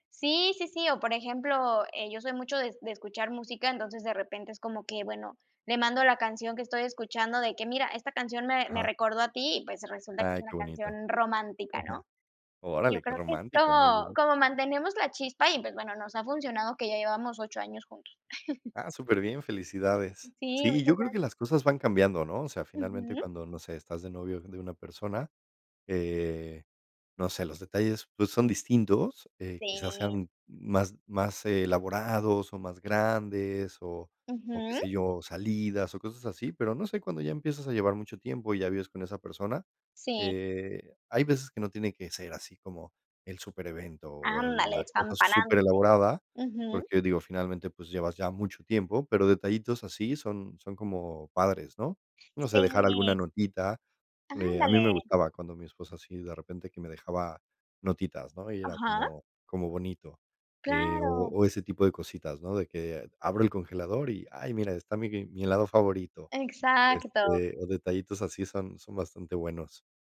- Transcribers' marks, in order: chuckle
- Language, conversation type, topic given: Spanish, unstructured, ¿Cómo mantener la chispa en una relación a largo plazo?